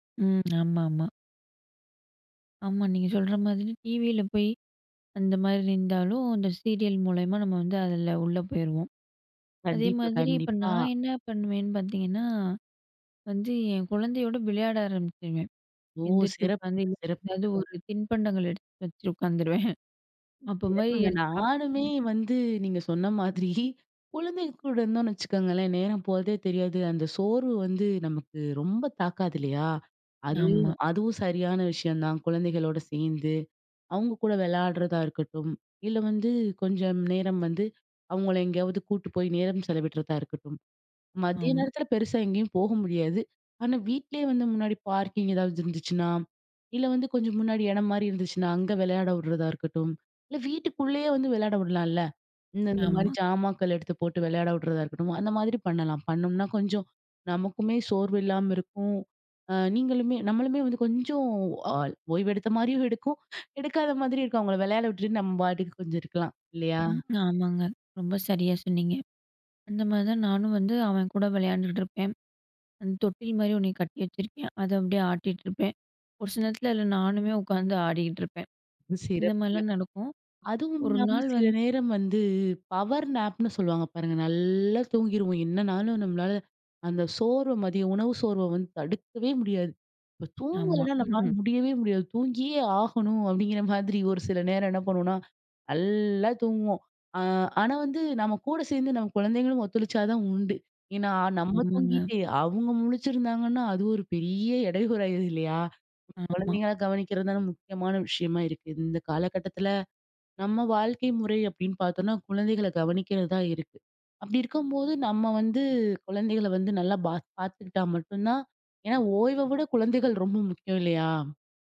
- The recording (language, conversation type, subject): Tamil, podcast, மதிய சோர்வு வந்தால் நீங்கள் அதை எப்படி சமாளிப்பீர்கள்?
- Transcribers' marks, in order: other background noise; chuckle; unintelligible speech; chuckle; "சாமான்கள்" said as "சாமாக்கள்"; laughing while speaking: "இடுக்கும், எடுக்காத மாதிரியும் இருக்கும்"; "இருக்கும்" said as "இடுக்கும்"; in English: "பவர் நேப்னு"; other noise; drawn out: "நல்லா"; chuckle